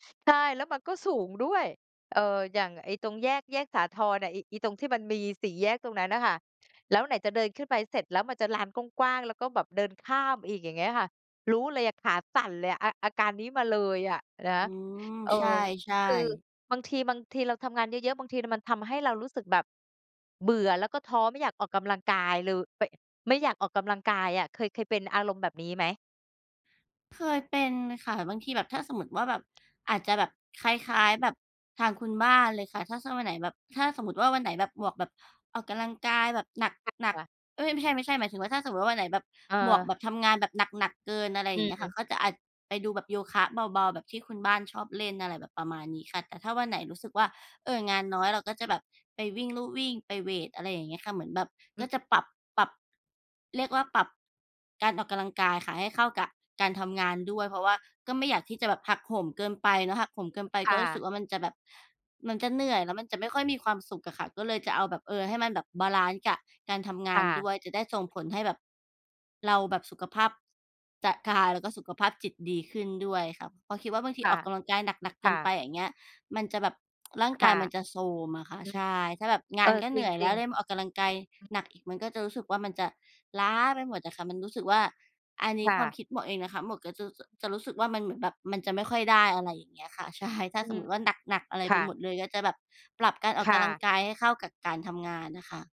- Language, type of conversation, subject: Thai, unstructured, คุณคิดว่าการออกกำลังกายช่วยเปลี่ยนชีวิตได้จริงไหม?
- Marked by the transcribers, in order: unintelligible speech; other background noise; tsk; laughing while speaking: "ใช่"